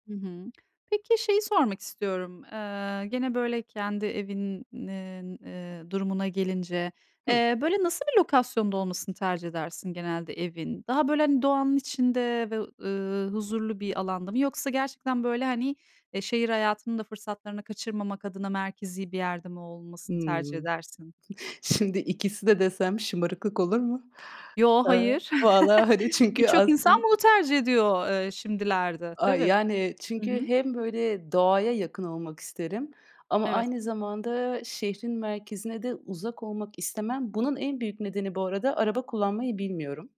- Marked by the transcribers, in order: other background noise; other noise; chuckle; tapping
- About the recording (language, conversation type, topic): Turkish, podcast, Evde kendini en güvende hissettiğin an hangisi?